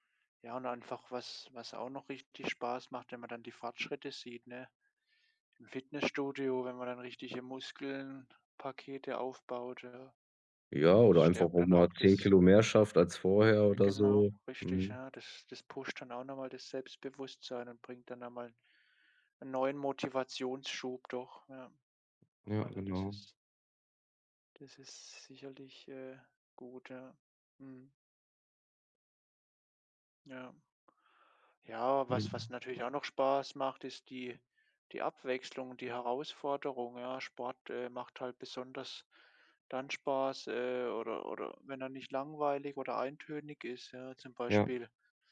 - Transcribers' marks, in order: none
- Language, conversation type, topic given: German, unstructured, Was macht Sport für dich besonders spaßig?